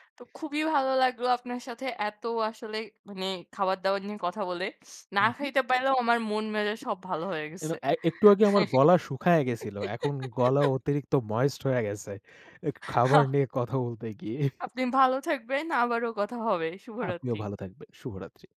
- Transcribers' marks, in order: tapping; other background noise; chuckle; chuckle
- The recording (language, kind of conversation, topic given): Bengali, unstructured, আপনার সবচেয়ে প্রিয় রাস্তার খাবার কোনটি?
- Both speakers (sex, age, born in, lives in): female, 25-29, Bangladesh, Bangladesh; male, 20-24, Bangladesh, Bangladesh